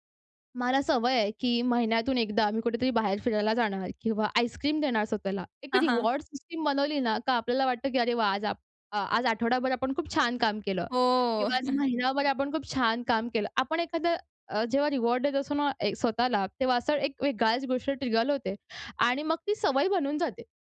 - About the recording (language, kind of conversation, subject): Marathi, podcast, दररोजच्या कामासाठी छोटा स्वच्छता दिनक्रम कसा असावा?
- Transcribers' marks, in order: in English: "रिवार्ड सिस्टम"; chuckle; in English: "रिवार्ड"; in English: "ट्रिगर"